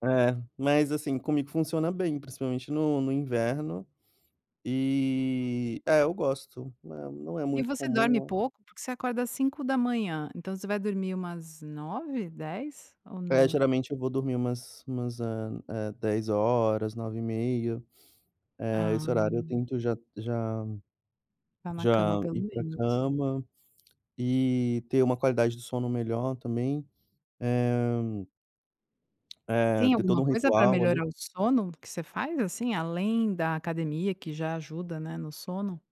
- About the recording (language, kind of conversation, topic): Portuguese, podcast, Qual foi um hábito simples que mudou a sua saúde?
- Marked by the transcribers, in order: none